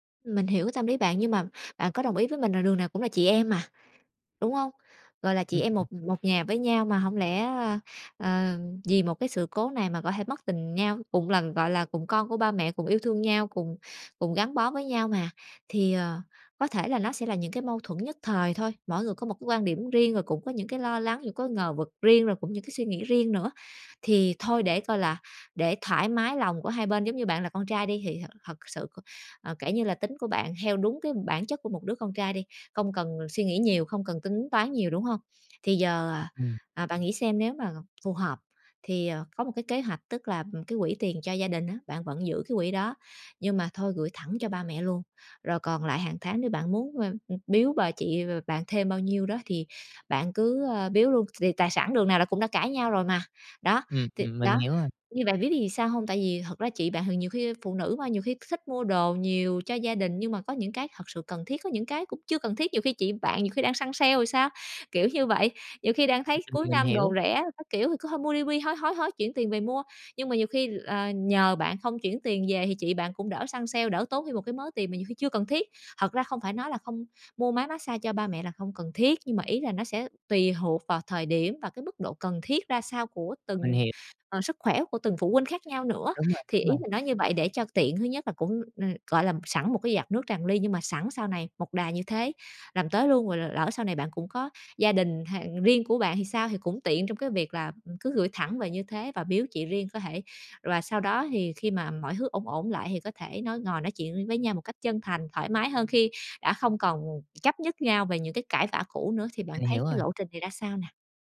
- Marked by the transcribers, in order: tapping
- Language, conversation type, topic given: Vietnamese, advice, Làm sao để nói chuyện khi xảy ra xung đột về tiền bạc trong gia đình?